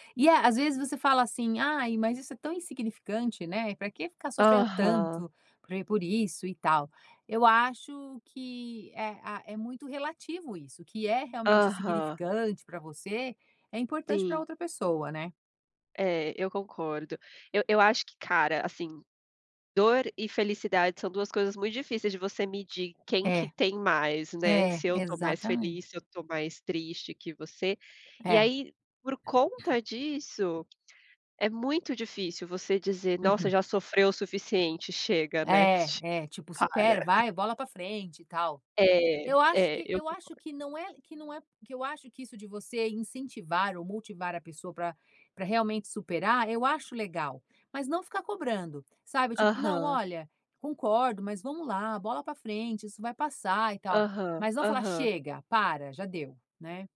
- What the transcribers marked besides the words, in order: throat clearing; chuckle
- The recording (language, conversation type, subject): Portuguese, unstructured, É justo cobrar alguém para “parar de sofrer” logo?